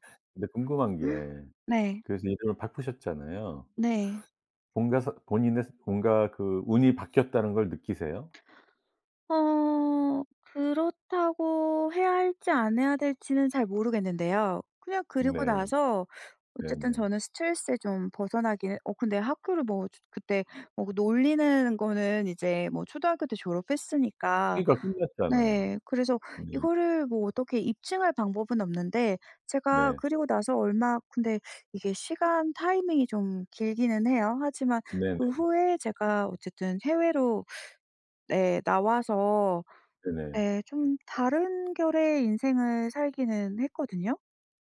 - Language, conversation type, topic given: Korean, podcast, 네 이름에 담긴 이야기나 의미가 있나요?
- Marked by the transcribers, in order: other background noise; tapping